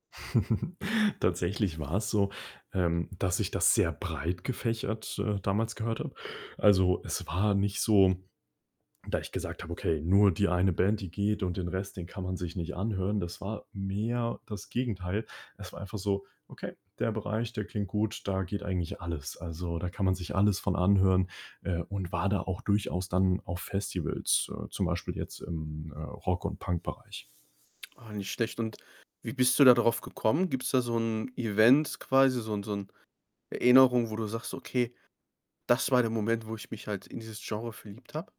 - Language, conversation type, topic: German, podcast, Welche Musik hat dich als Teenager geprägt?
- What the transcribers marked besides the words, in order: chuckle; other background noise